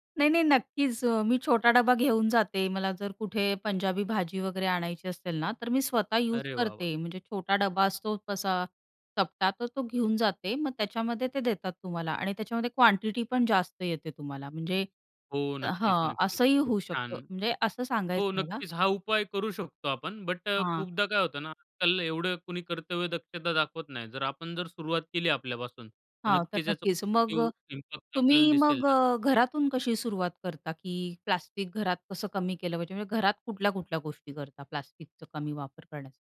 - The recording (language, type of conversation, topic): Marathi, podcast, प्लास्टिक कमी करण्यासाठी तुम्ही रोजच्या आयुष्यात कोणती पावले उचलता?
- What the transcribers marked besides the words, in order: tapping; other noise; in English: "पॉझिटिव्ह इम्पॅक्ट"